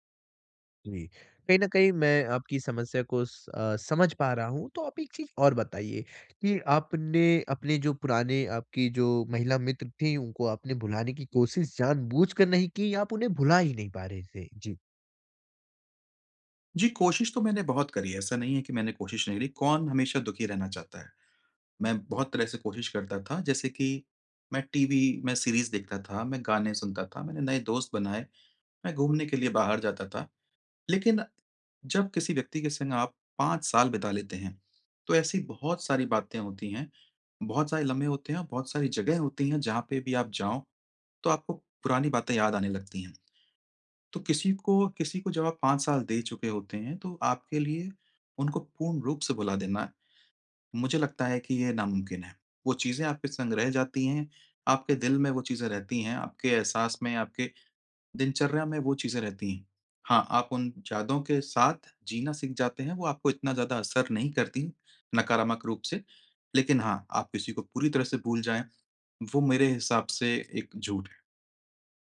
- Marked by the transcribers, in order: in English: "सीरीज़"; "यादों" said as "जादों"; "नकारात्मक" said as "नकारमक"
- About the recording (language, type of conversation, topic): Hindi, advice, रिश्ता टूटने के बाद अस्थिर भावनाओं का सामना मैं कैसे करूँ?